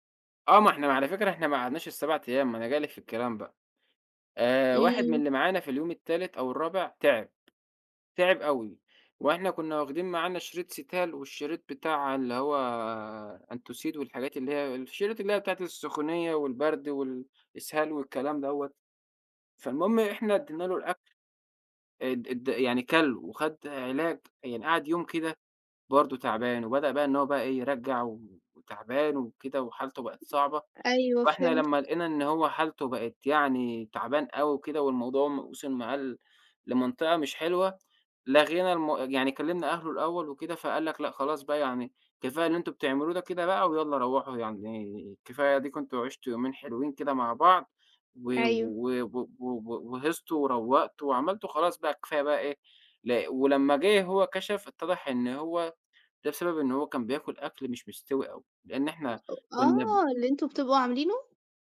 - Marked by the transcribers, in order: tapping; other noise
- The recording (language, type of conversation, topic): Arabic, podcast, إزاي بتجهّز لطلعة تخييم؟